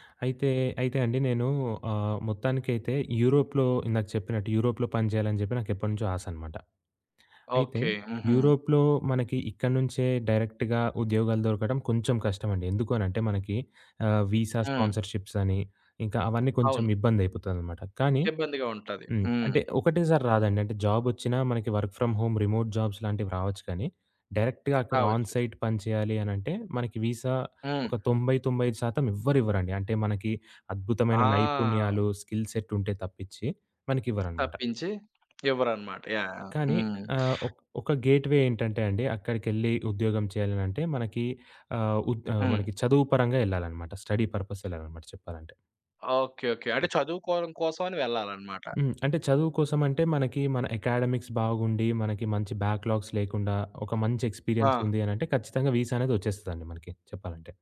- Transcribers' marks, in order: in English: "డైరెక్ట్‌గా"; tapping; in English: "విసా స్పాన్‌సర్‌షిప్సని"; in English: "వర్క్ ఫ్ర‌మ్ హోమ్, రిమోట్ జాబ్స్‌లాంటివి"; other background noise; in English: "డైరెక్ట్‌గా"; in English: "ఆన్‌సైట్"; drawn out: "ఆ!"; in English: "స్కిల్ సెట్"; in English: "గేట్ వే"; in English: "స్టడీ"; in English: "అకాడెమిక్స్"; in English: "బ్యాక్‌లాగ్స్"; in English: "ఎక్స్‌పీరియన్స్"; in English: "విసా"
- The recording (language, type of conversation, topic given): Telugu, podcast, విదేశీ లేదా ఇతర నగరంలో పని చేయాలని అనిపిస్తే ముందుగా ఏం చేయాలి?